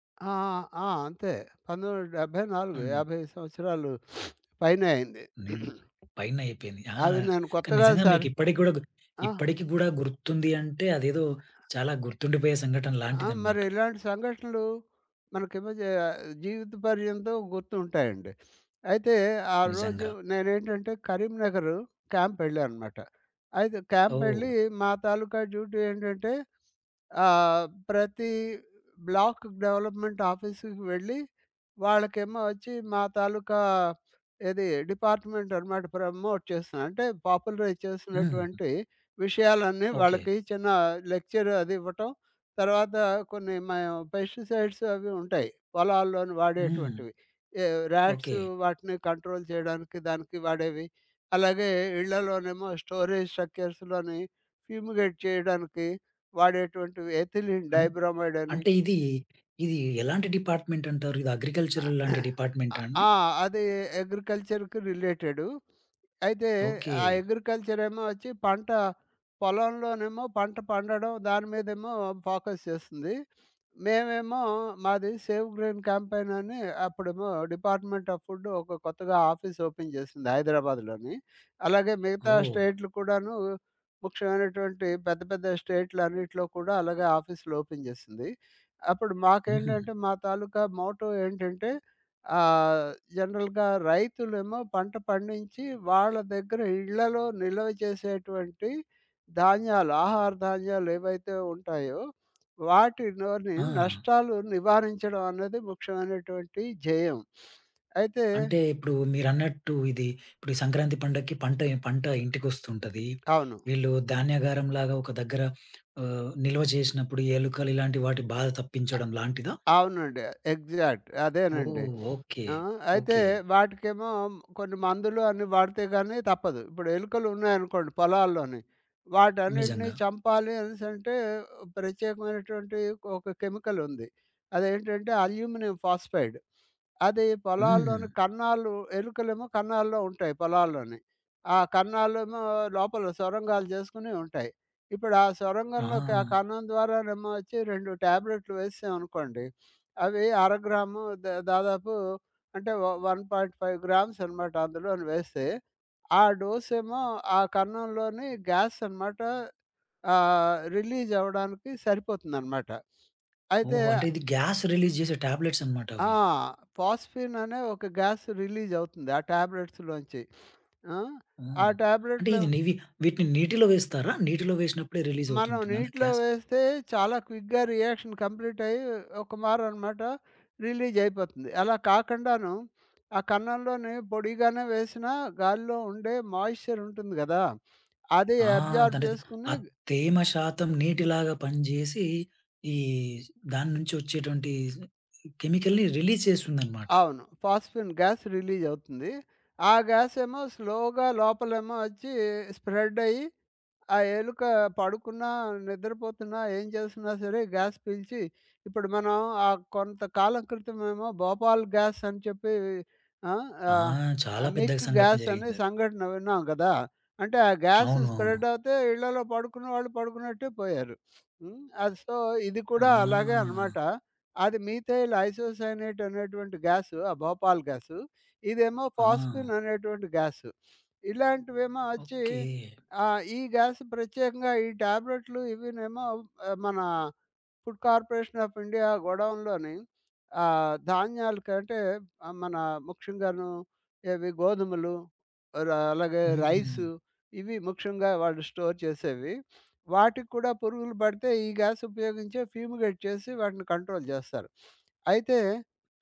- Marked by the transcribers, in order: sniff; throat clearing; other background noise; sniff; in English: "డ్యూటీ"; in English: "బ్లాక్ డెవలప్‌మెంట్"; in English: "డిపార్ట్‌మెంట్"; in English: "ప్రమోట్"; in English: "పాపులరైజ్"; in English: "లెక్చర్"; in English: "పెస్టిసైడ్స్"; in English: "ర్యాట్స్"; in English: "కంట్రోల్"; in English: "స్టోరేజ్ స్ట్రక్చర్స్‌లోని ఫ్యూమిగేట్"; in English: "ఎథిలిన్ డైబ్రామైడ్"; in English: "డిపార్ట్‌మెంట్"; in English: "అగ్రికల్చరల్"; in English: "డిపార్ట్‌మెంటా"; throat clearing; in English: "అగ్రికల్చర్‌కి"; in English: "ఫోకస్"; in English: "సేవ్ గ్రైన్ క్యాంపెయిన్"; in English: "డిపార్ట్‌మెంట్ ఆఫ్ ఫుడ్"; in English: "ఆఫీస్ ఓపెన్"; in English: "ఓపెన్"; in English: "మోటో"; in English: "జనరల్‌గా"; sniff; in English: "ఎగ్జాక్ట్"; sniff; in English: "అల్యూమినియం ఫాస్‌ఫైడ్"; in English: "వన్ పాయింట్ ఫైవ్ గ్రామ్స్"; in English: "గ్యాస్"; in English: "రిలీజ్"; sniff; in English: "గ్యాస్ రిలీజ్"; in English: "టాబ్లెట్స్"; in English: "ఫాస్‌ఫిన్"; in English: "గ్యాస్ రిలీజ్"; sniff; in English: "టాబ్లెట్‌లో"; in English: "రిలీజ్"; in English: "గ్యాస్?"; in English: "క్విక్‌గా రియాక్షన్ కంప్లీట్"; in English: "మాయిశ్చర్"; in English: "అబ్జార్బ్"; in English: "కెమికల్‌ని రిలీజ్"; tapping; in English: "ఫాస్‌ఫిన్, గ్యాస్ రిలీజ్"; in English: "గ్యాస్"; in English: "స్లోగా"; in English: "స్ప్రెడ్"; in English: "గ్యాస్"; in English: "గ్యాస్"; in English: "మిక్ గ్యాస"; in English: "గ్యాస్ స్ప్రెడ్"; drawn out: "ఆ!"; sniff; in English: "సో"; in English: "మీథైల్ ఐసోసైనైట్"; in English: "ఫాస్‌ఫిన్"; in English: "గ్యాస్"; in English: "ఫుడ్ కార్పొరేషన్ ఆఫ్ ఇండియా గోడౌన్‌లోని"; in English: "స్టోర్"; in English: "గ్యాస్"; in English: "ఫ్యూమిగేట్"; in English: "కంట్రోల్"; sniff
- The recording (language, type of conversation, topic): Telugu, podcast, కలిసి పని చేయడం నీ దృష్టిని ఎలా మార్చింది?